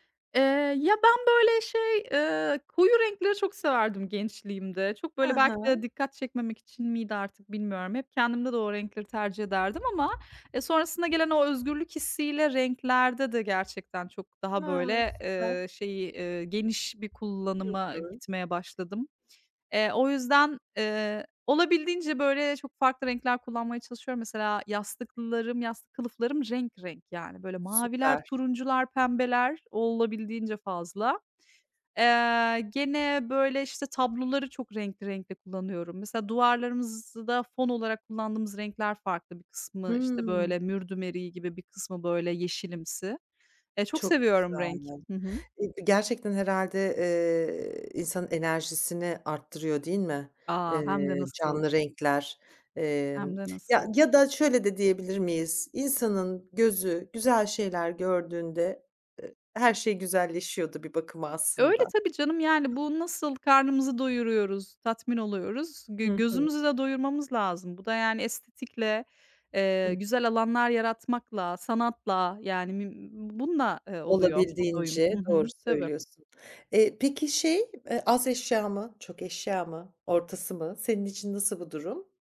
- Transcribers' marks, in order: other background noise; tapping
- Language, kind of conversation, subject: Turkish, podcast, Küçük bir evi daha ferah hissettirmek için neler yaparsın?